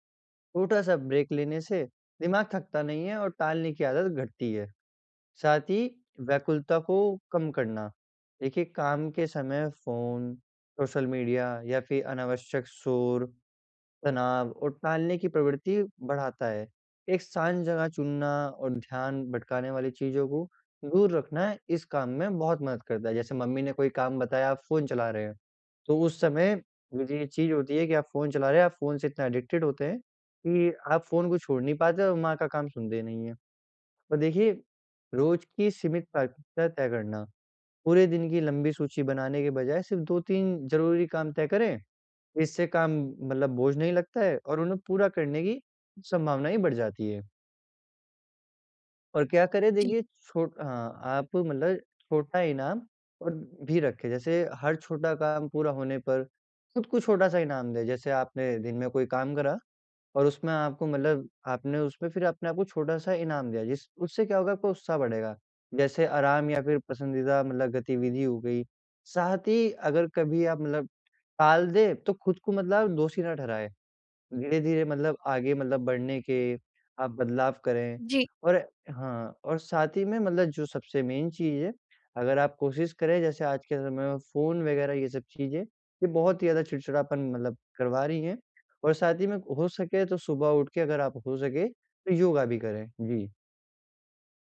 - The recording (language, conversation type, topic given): Hindi, advice, मैं टालमटोल की आदत कैसे छोड़ूँ?
- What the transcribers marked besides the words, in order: in English: "एडिक्टेड"; in English: "मेन"